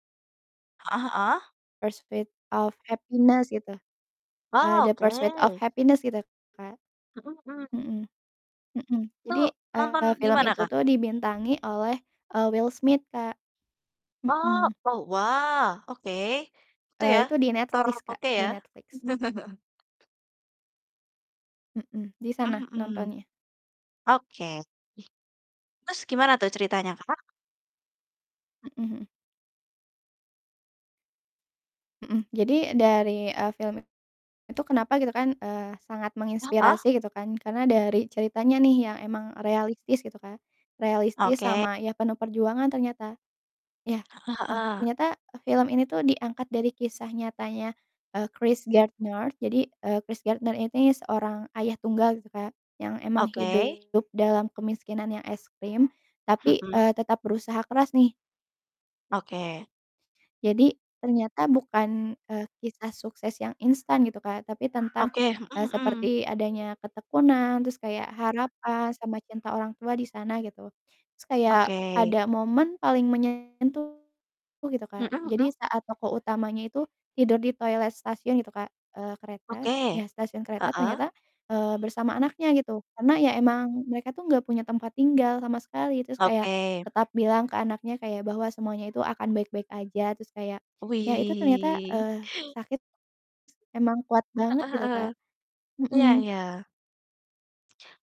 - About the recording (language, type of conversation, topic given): Indonesian, unstructured, Apa film favoritmu yang paling menginspirasimu?
- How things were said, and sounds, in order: distorted speech; laugh; other background noise; other animal sound; drawn out: "Wih"